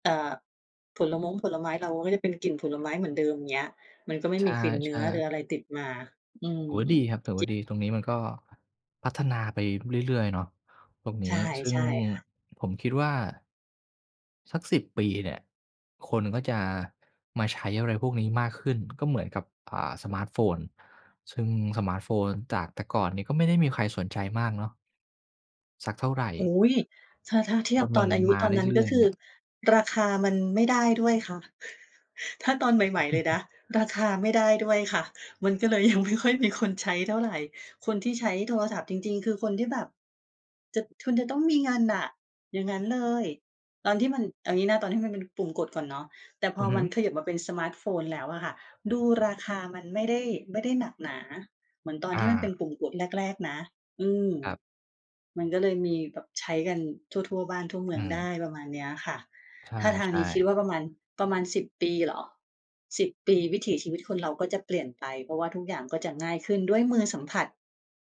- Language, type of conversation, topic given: Thai, unstructured, อุปกรณ์อัจฉริยะช่วยให้ชีวิตประจำวันของคุณง่ายขึ้นไหม?
- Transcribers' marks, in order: tapping; other background noise; chuckle